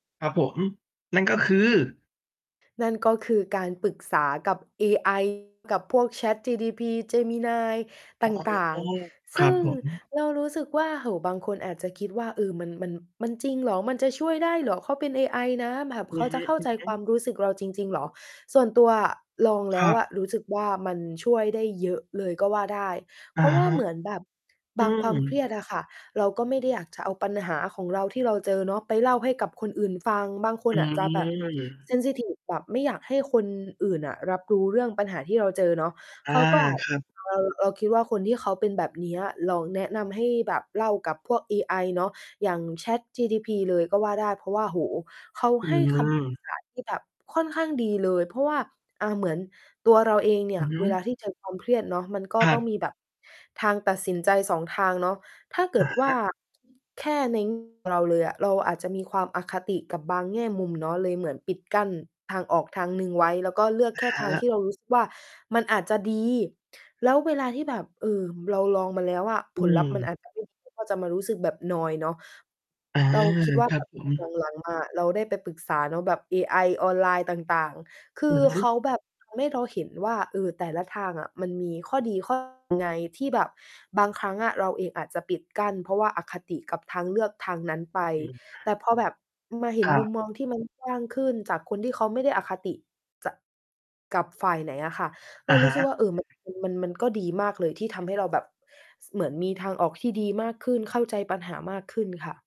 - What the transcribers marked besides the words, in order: distorted speech; "ChatGDP" said as "ChatGPT"; tapping; other background noise; in English: "เซนซิทิฟ"; "ChatGDP" said as "ChatGPT"; other noise
- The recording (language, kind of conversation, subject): Thai, podcast, คุณมีวิธีจัดการความเครียดเวลาอยู่บ้านอย่างไร?